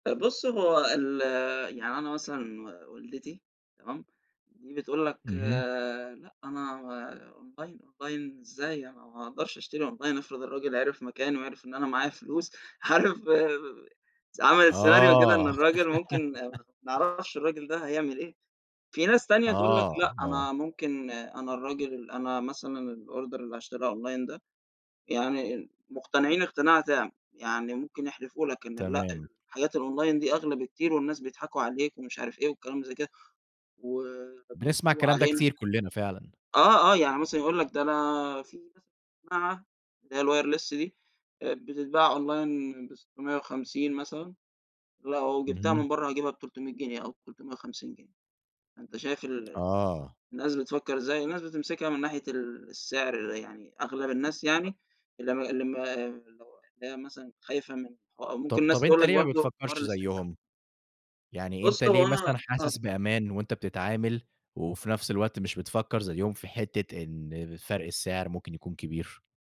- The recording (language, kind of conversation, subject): Arabic, podcast, إيه تجربتك مع التسوّق أونلاين بشكل عام؟
- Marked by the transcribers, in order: in English: "online online"; in English: "online"; laughing while speaking: "عارف"; in English: "scenario"; other background noise; laugh; in English: "الorder"; in English: "online"; in English: "الonline"; tapping; in English: "الwireless"; in English: "online"; unintelligible speech